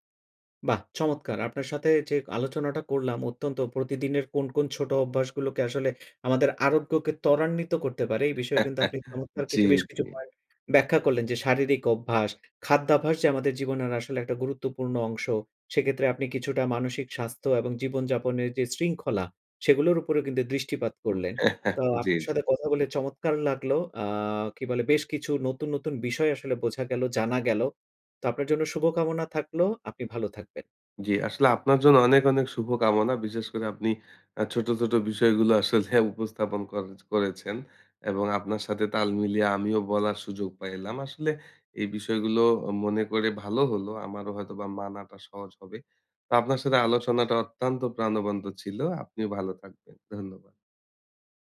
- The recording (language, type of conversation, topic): Bengali, podcast, প্রতিদিনের কোন কোন ছোট অভ্যাস আরোগ্যকে ত্বরান্বিত করে?
- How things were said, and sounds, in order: giggle; chuckle; laughing while speaking: "আসলে"